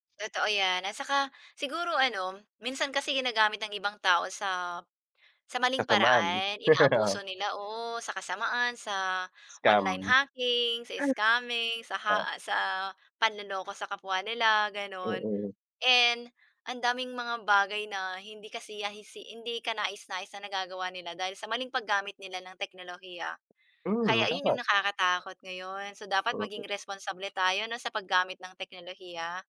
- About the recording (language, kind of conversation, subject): Filipino, unstructured, Ano ang mga benepisyo ng teknolohiya sa iyong buhay?
- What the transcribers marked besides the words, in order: laugh; in English: "online hacking"; horn